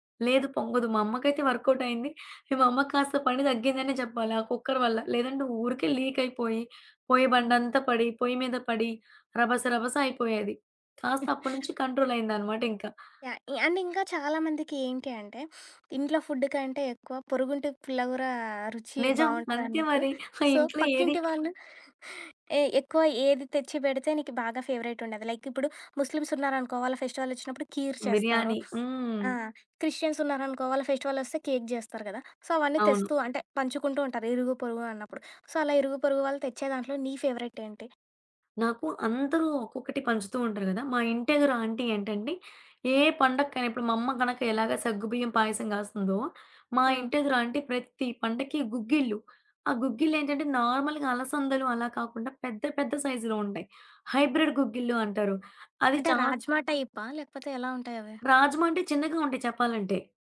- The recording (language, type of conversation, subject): Telugu, podcast, మీ ఇంట్లో మీకు అత్యంత ఇష్టమైన సాంప్రదాయ వంటకం ఏది?
- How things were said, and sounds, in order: in English: "కుక్కర్"; in English: "లీక్"; chuckle; in English: "అండ్"; sniff; in English: "సో"; giggle; other background noise; in English: "సో"; in English: "సో"; in English: "ఆంటి"; in English: "అంటి"; in English: "నార్మల్‌గా"; in English: "హైబ్రిడ్"; tapping